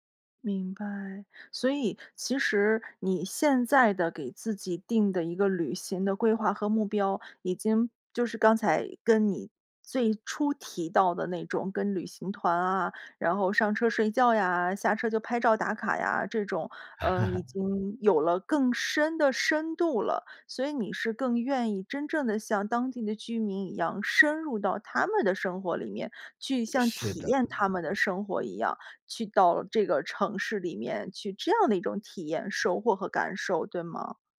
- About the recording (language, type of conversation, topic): Chinese, podcast, 你如何在旅行中发现新的视角？
- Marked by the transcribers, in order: laugh